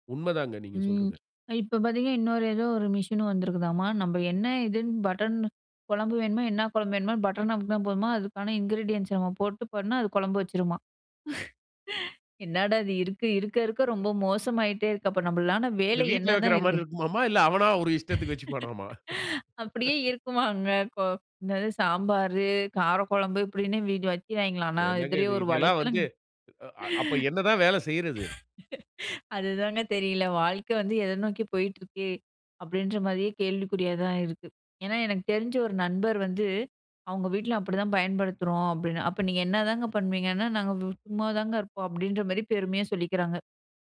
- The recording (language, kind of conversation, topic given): Tamil, podcast, காலை நேர நடைமுறையில் தொழில்நுட்பம் எவ்வளவு இடம் பெறுகிறது?
- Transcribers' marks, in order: in English: "இன்கிரீடியன்ட்ஸ்"; laugh; laugh; unintelligible speech; laugh